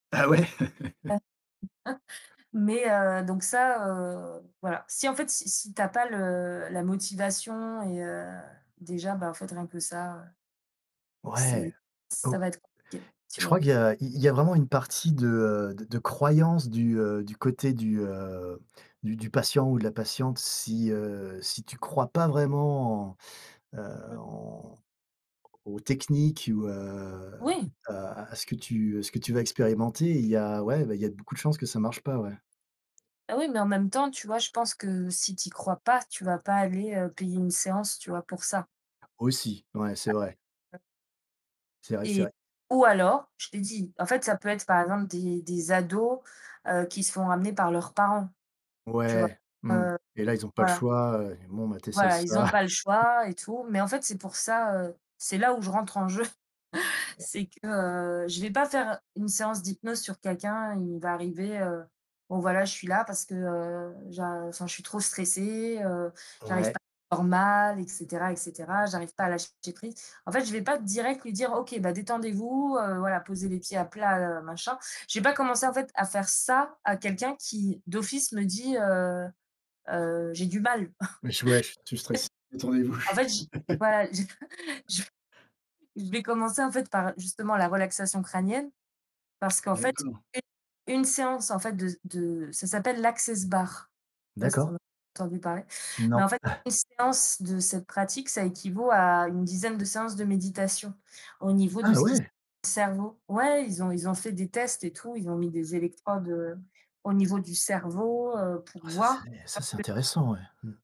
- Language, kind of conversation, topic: French, unstructured, Quelle est la chose la plus surprenante dans ton travail ?
- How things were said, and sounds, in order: laughing while speaking: "Ah ouais ?"; laugh; chuckle; tapping; unintelligible speech; chuckle; other background noise; chuckle; unintelligible speech; chuckle; laughing while speaking: "voilà, je je je"; laugh; chuckle; unintelligible speech; unintelligible speech